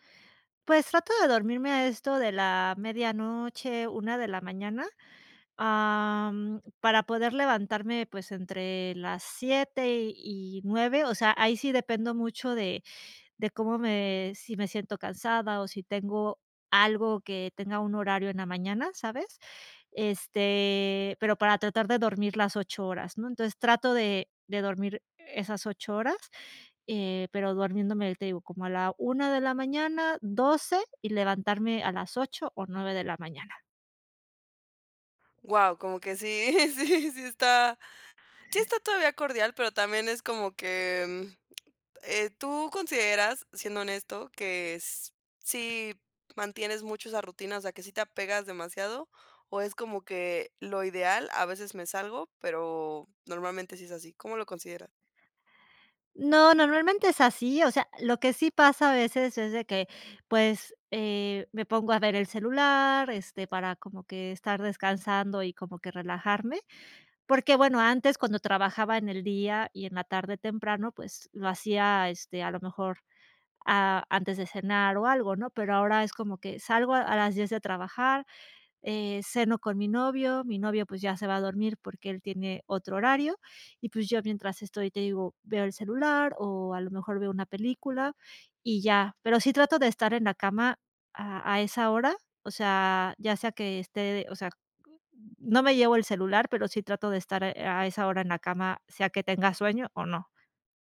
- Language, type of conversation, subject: Spanish, advice, ¿Cómo puedo mantener mi energía constante durante el día?
- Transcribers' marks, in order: laughing while speaking: "sí, sí está"; other background noise